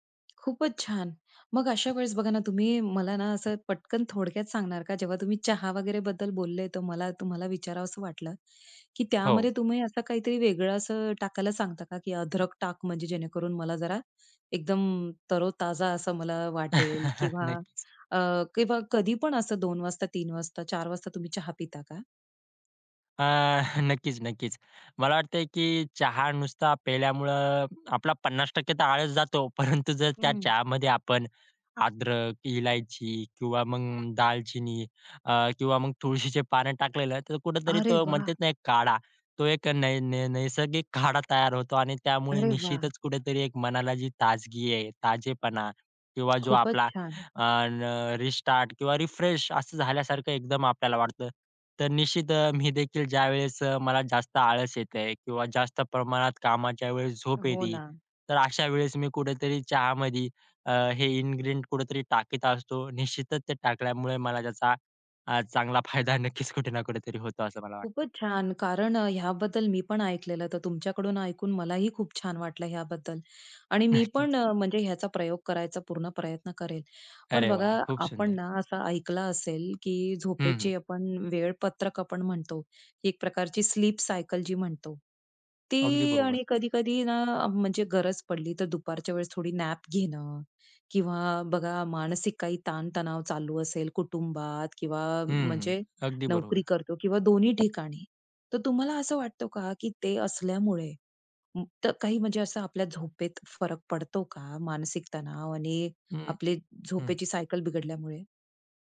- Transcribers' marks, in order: tapping; chuckle; laughing while speaking: "नक्कीच"; laughing while speaking: "नक्कीच"; laughing while speaking: "परंतु जर"; surprised: "अरे वाह!"; in English: "रिफ्रेश"; laughing while speaking: "मी देखील"; in English: "इन्ग्रीडिएंट"; laughing while speaking: "नक्कीच कुठे ना कुठेतरी"; other noise; laughing while speaking: "नक्कीच"; in English: "स्लीप सायकल"; in English: "नॅप"
- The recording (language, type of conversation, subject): Marathi, podcast, झोप हवी आहे की फक्त आळस आहे, हे कसे ठरवता?